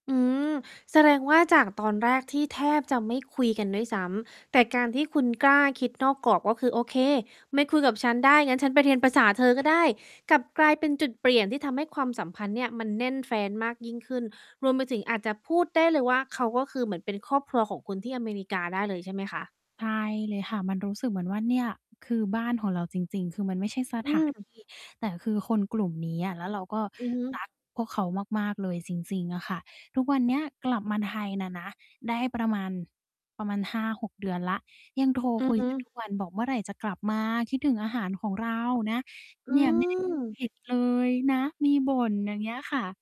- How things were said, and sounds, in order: static; distorted speech; tapping; other background noise
- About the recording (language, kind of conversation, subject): Thai, podcast, คุณมีวิธีเข้าร่วมกลุ่มใหม่อย่างไรโดยยังคงความเป็นตัวเองไว้ได้?